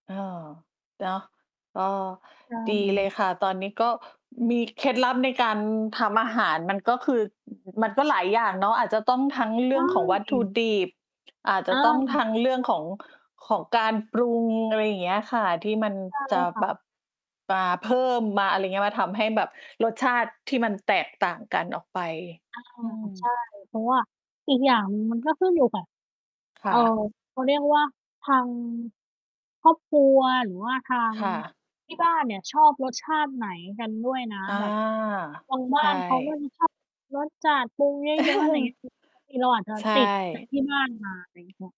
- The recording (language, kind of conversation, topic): Thai, unstructured, คุณมีเคล็ดลับอะไรในการทำอาหารให้อร่อยขึ้นบ้างไหม?
- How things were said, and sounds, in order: distorted speech; other noise; mechanical hum; unintelligible speech; chuckle